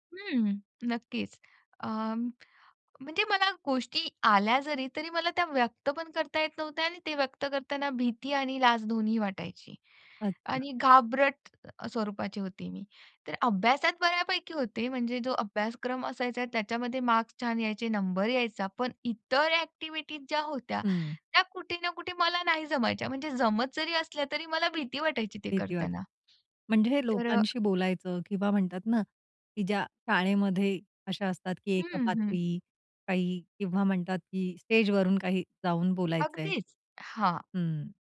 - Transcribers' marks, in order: in English: "ॲक्टिव्हिटीज"; inhale; tapping
- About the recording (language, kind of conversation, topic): Marathi, podcast, कधी एखाद्या शिक्षकामुळे तुमचा दृष्टिकोन बदलला आहे का?